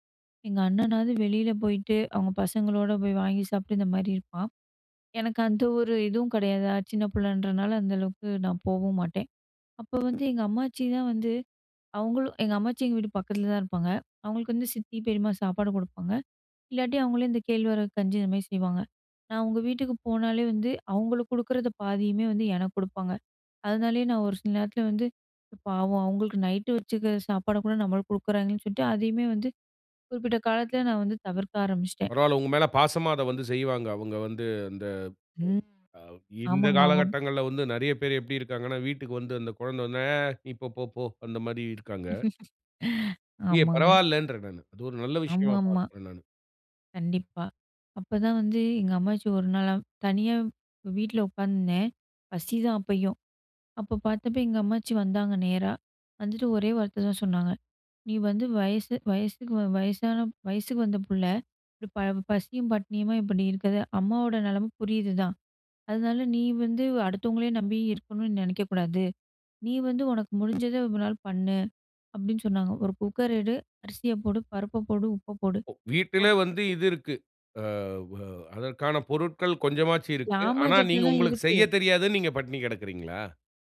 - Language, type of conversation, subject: Tamil, podcast, புதிய விஷயங்கள் கற்றுக்கொள்ள உங்களைத் தூண்டும் காரணம் என்ன?
- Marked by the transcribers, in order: other background noise; other noise; laugh